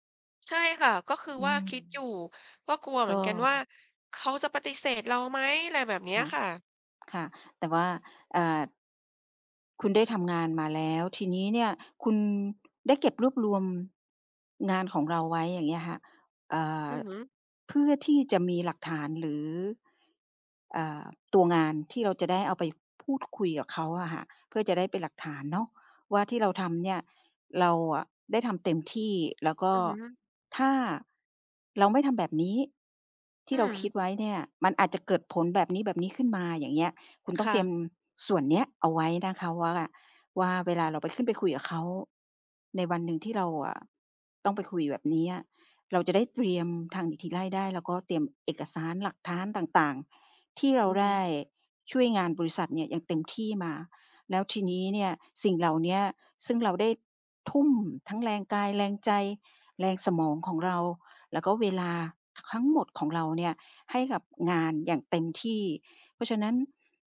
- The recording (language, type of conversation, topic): Thai, advice, ฉันควรขอขึ้นเงินเดือนอย่างไรดีถ้ากลัวว่าจะถูกปฏิเสธ?
- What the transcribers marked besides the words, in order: other background noise; tapping; other noise; "ทั้งหมด" said as "คั้งหมด"